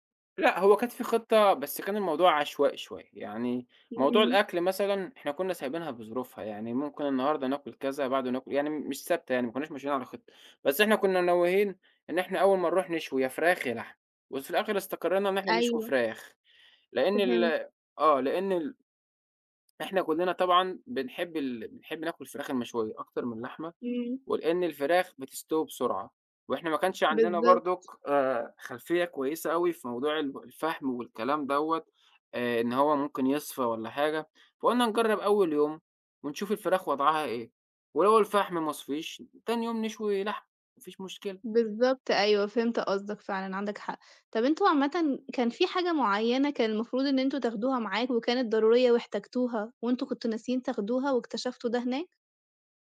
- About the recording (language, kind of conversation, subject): Arabic, podcast, إزاي بتجهّز لطلعة تخييم؟
- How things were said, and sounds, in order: none